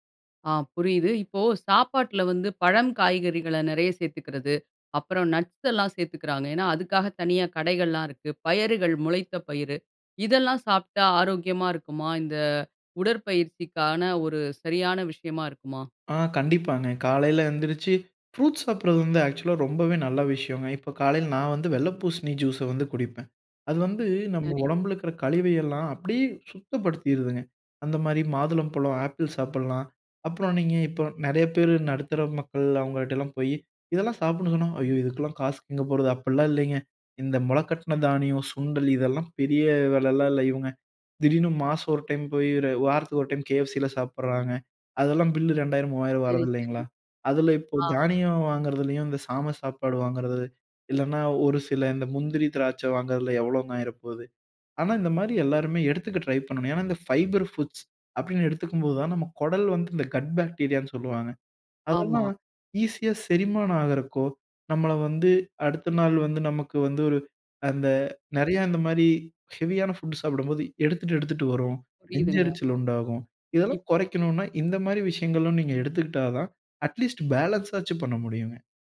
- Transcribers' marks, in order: in English: "ஆக்ஷூலா"; other background noise; in English: "ஃபைபர் ஃபுட்ஸ்"; tapping; in English: "கட் பாக்டீரியானு"; in English: "ஹெவியான ஃபுட்"; in English: "அட்லீஸ்ட் ஃபேலன்ஸாச்சும்"
- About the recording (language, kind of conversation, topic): Tamil, podcast, ஒவ்வொரு நாளும் உடற்பயிற்சி பழக்கத்தை எப்படி தொடர்ந்து வைத்துக்கொள்கிறீர்கள்?